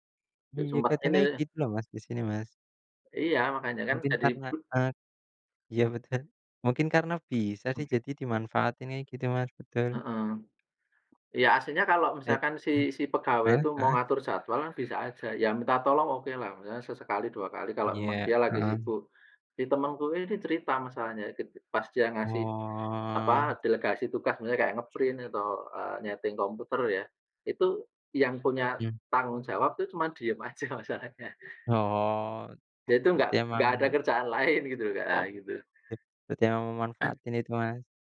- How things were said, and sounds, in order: tapping; drawn out: "Oh"; in English: "nge-print"; throat clearing
- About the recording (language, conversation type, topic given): Indonesian, unstructured, Bagaimana cara kamu mengatur waktu agar lebih produktif?